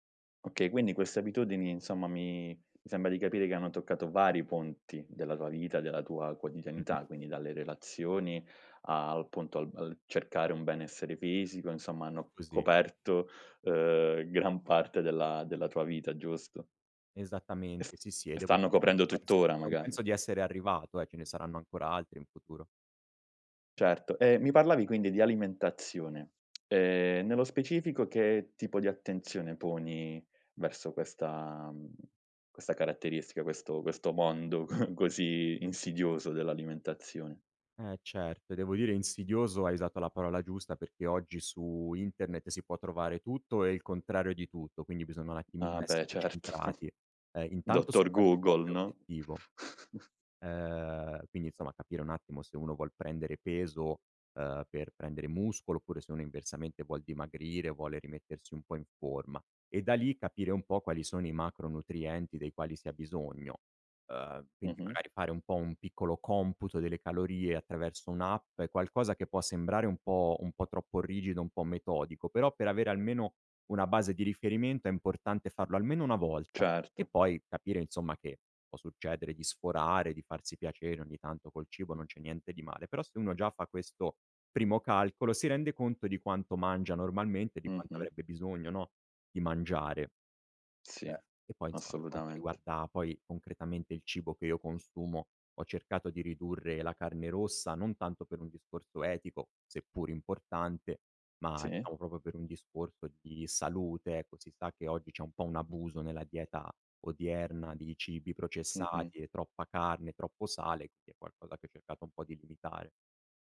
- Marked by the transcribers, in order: other background noise; tsk; chuckle; laughing while speaking: "certo"; unintelligible speech; chuckle; "proprio" said as "propio"; "quindi" said as "quidi"
- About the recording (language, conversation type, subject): Italian, podcast, Quali piccole abitudini quotidiane hanno cambiato la tua vita?